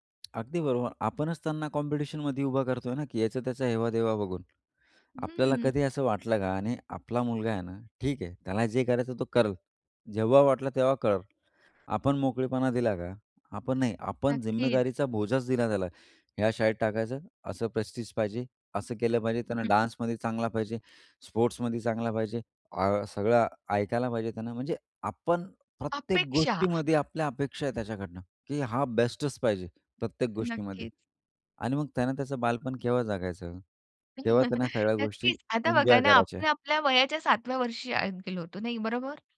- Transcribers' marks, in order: tapping; other background noise; in English: "प्रेस्टीज"; other noise; in English: "डान्समध्ये"; stressed: "अपेक्षा"; chuckle
- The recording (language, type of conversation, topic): Marathi, podcast, शालेय दबावामुळे मुलांच्या मानसिक आरोग्यावर कितपत परिणाम होतो?